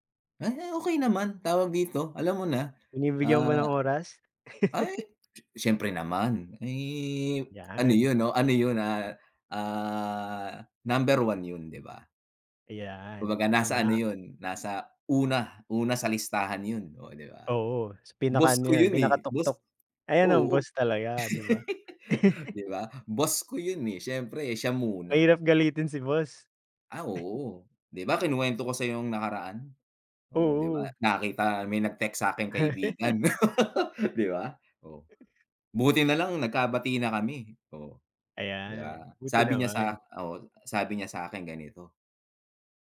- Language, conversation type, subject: Filipino, unstructured, Paano mo binabalanse ang oras para sa trabaho at oras para sa mga kaibigan?
- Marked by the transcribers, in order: other background noise; chuckle; tapping; laugh; chuckle; giggle; chuckle; laugh